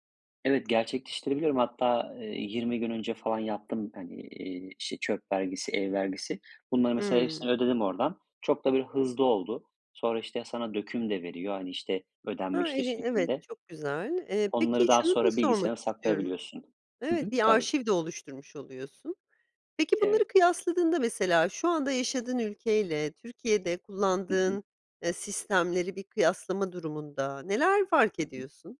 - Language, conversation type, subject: Turkish, podcast, E-devlet ve çevrim içi kamu hizmetleri hakkında ne düşünüyorsun?
- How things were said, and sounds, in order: other background noise; tapping